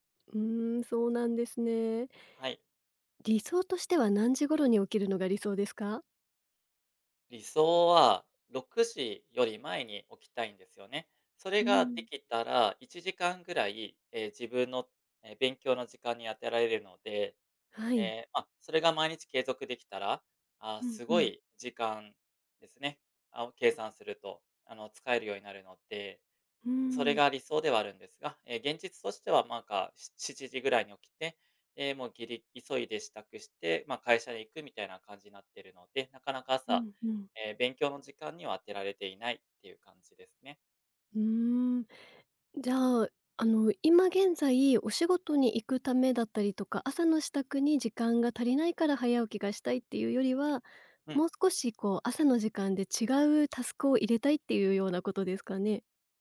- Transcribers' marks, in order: none
- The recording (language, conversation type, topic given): Japanese, advice, 朝起きられず、早起きを続けられないのはなぜですか？